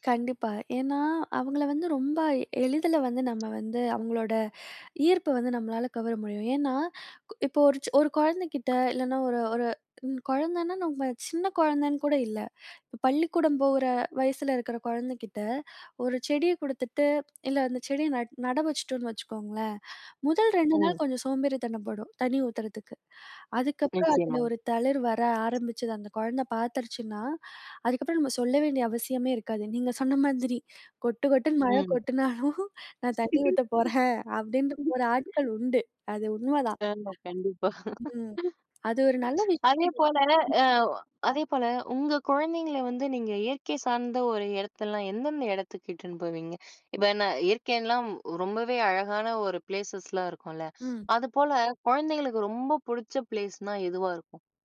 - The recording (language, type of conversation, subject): Tamil, podcast, பிள்ளைகளை இயற்கையுடன் இணைக்க நீங்கள் என்ன பரிந்துரைகள் கூறுவீர்கள்?
- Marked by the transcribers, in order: other noise; laughing while speaking: "கொட்டு கொட்டுன்னு மழ கொட்டுனாலும் நான் … உண்டு. அது உண்மதான்"; chuckle; laugh; other background noise; in English: "பிளேஸ்னா"